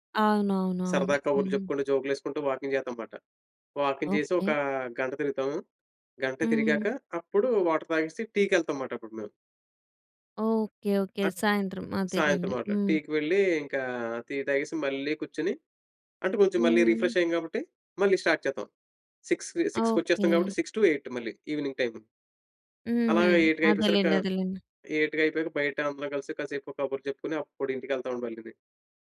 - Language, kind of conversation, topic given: Telugu, podcast, రోజువారీ పనిలో మీకు అత్యంత ఆనందం కలిగేది ఏమిటి?
- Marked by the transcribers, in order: in English: "వాకింగ్"; in English: "వాకింగ్"; in English: "వాటర్"; in English: "స్టార్ట్"; in English: "సిక్స్ టూ ఎయిట్"; in English: "ఈవినింగ్"